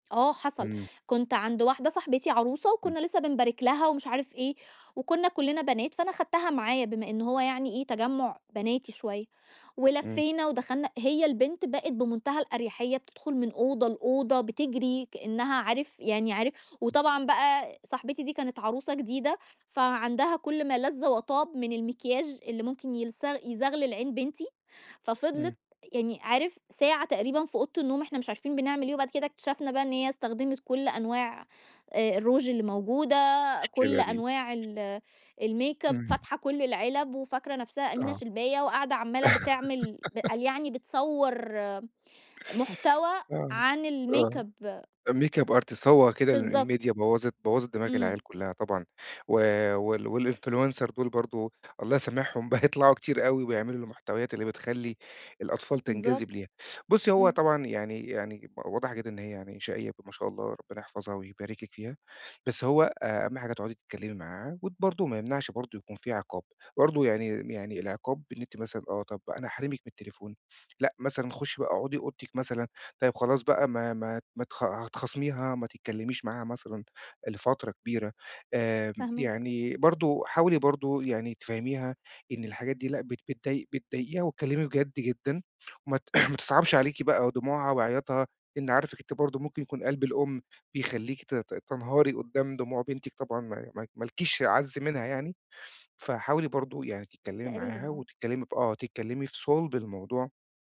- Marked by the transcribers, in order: tapping; in English: "الmakeup"; laugh; in English: "makeup artist"; in English: "الmakeup"; in English: "الMedia"; in English: "والInfluencer"; laughing while speaking: "بقوا"; throat clearing
- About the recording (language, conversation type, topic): Arabic, advice, إزاي أقدر أحط حدود شخصية واضحة وأحافظ على خصوصية علاقتي جوه البيت؟